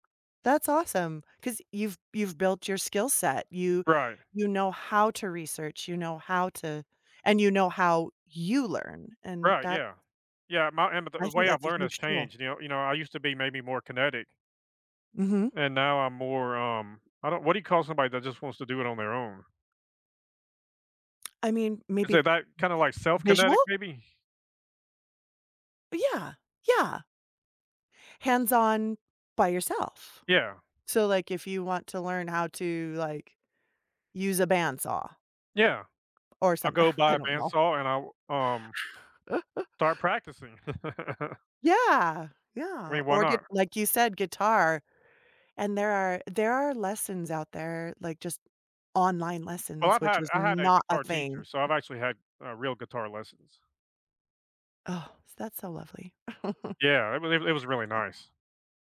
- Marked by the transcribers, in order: stressed: "you"; lip smack; tapping; scoff; laugh; laugh; stressed: "not"; other background noise; chuckle
- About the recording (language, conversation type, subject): English, unstructured, How do you discover the most effective ways to learn new things?